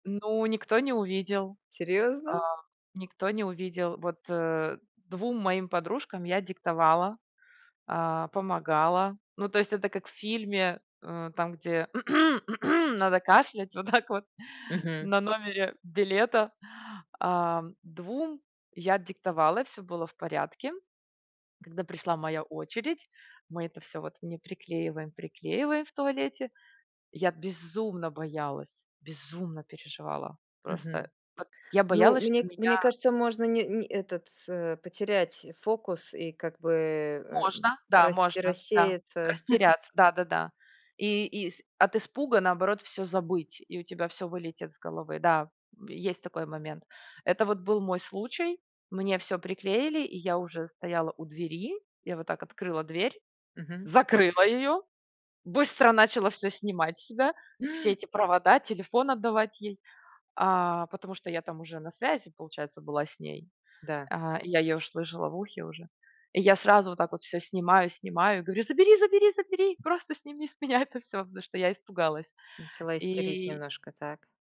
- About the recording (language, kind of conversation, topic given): Russian, podcast, Как ты обычно готовишься к важным экзаменам или контрольным работам?
- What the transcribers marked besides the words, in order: tapping; throat clearing; laughing while speaking: "так вот"; chuckle; gasp; laughing while speaking: "с меня это всё"